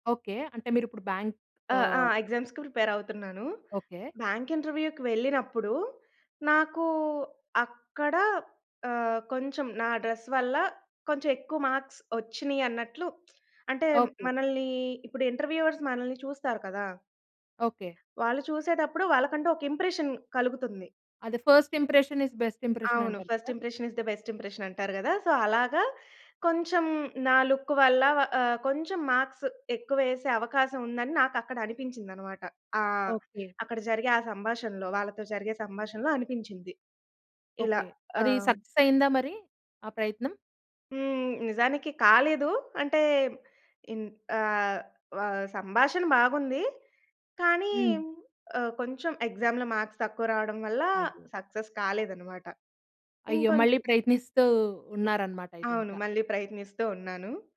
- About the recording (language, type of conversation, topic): Telugu, podcast, మీ దుస్తులు ఎంపిక చేసే సమయంలో మీకు సౌకర్యం ముఖ్యమా, లేక శైలి ముఖ్యమా?
- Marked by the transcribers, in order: in English: "బ్యాంక్"; in English: "ఎగ్జామ్స్‌కి ప్రిపేర్"; in English: "బ్యాంక్ ఇంటర్వ్యూ‌కి"; in English: "డ్రెస్"; in English: "మార్క్స్"; lip smack; in English: "ఇంటర్వ్యూవర్స్"; in English: "ఇంప్రెషన్"; in English: "First impression is best impression"; in English: "First impression is the best impression"; in English: "So"; in English: "లుక్"; in English: "మార్క్స్"; in English: "సక్సెస్"; in English: "ఎక్సామ్‌లో మార్క్స్"; in English: "సక్సెస్"; other noise; breath